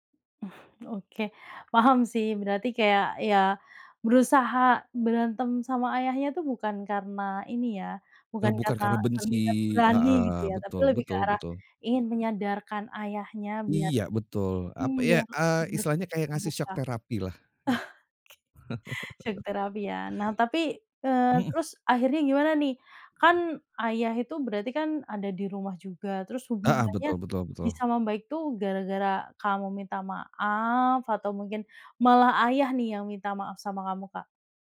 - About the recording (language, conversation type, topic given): Indonesian, podcast, Bagaimana kamu membedakan kejujuran yang baik dengan kejujuran yang menyakitkan?
- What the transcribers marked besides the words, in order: chuckle; laughing while speaking: "Ah, ke"; chuckle; other background noise